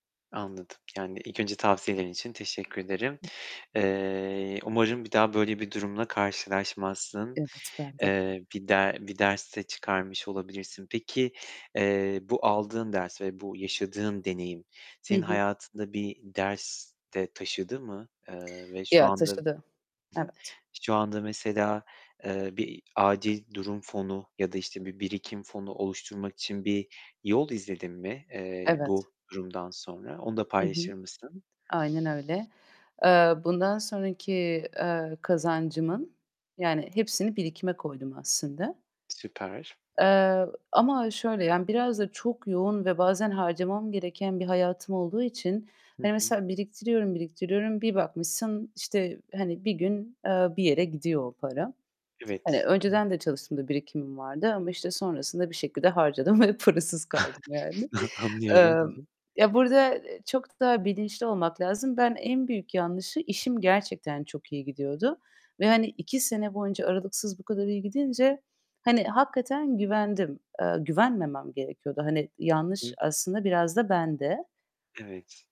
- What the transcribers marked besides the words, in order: tapping; other background noise; static; chuckle; laughing while speaking: "parasız kaldım yani"
- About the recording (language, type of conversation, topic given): Turkish, podcast, Geçiş sürecinde finansal planlamanı nasıl yönettin?